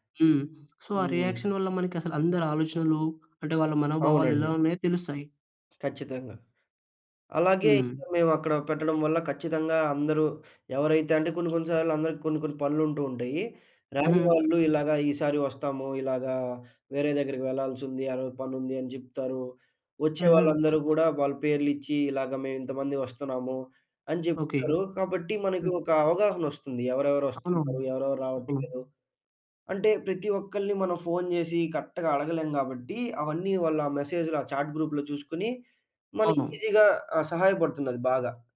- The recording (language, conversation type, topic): Telugu, podcast, మీరు చాట్‌గ్రూప్‌ను ఎలా నిర్వహిస్తారు?
- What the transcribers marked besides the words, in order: in English: "సో"; in English: "రియాక్షన్"; in English: "కరెక్ట్‌గా"; in English: "చాట్ గ్రూప్‌లో"; in English: "ఈజీ‌గా"